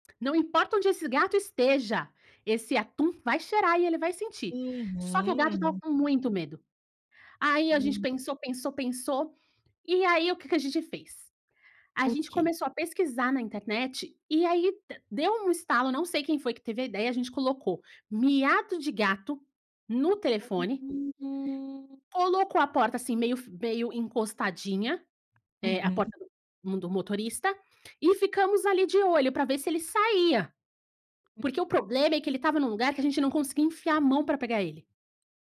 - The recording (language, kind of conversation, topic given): Portuguese, podcast, Qual encontro com um animal na estrada mais marcou você?
- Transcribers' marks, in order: none